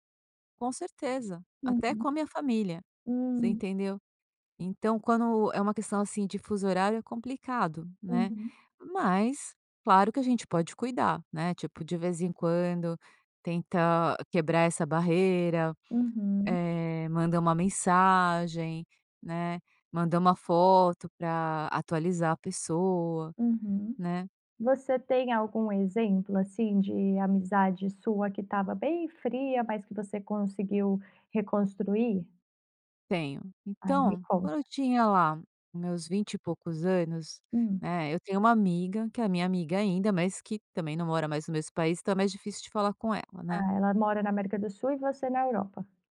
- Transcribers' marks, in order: none
- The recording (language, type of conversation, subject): Portuguese, podcast, Como podemos reconstruir amizades que esfriaram com o tempo?